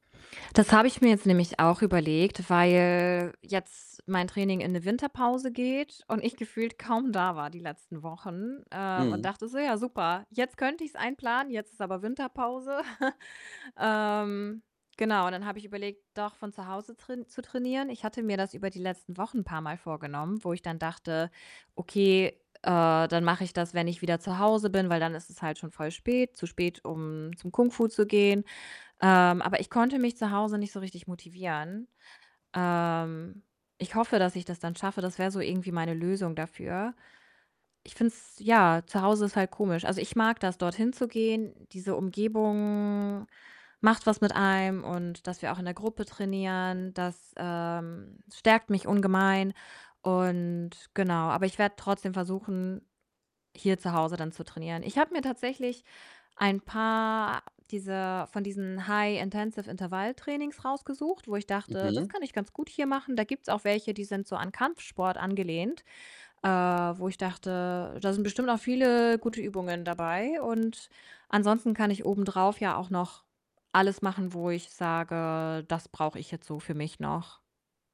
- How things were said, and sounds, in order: distorted speech; drawn out: "weil"; chuckle; other background noise; drawn out: "Umgebung"; in English: "High Intensive"
- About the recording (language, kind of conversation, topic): German, advice, Wie finde ich trotz vieler Verpflichtungen Zeit für meine Leidenschaften?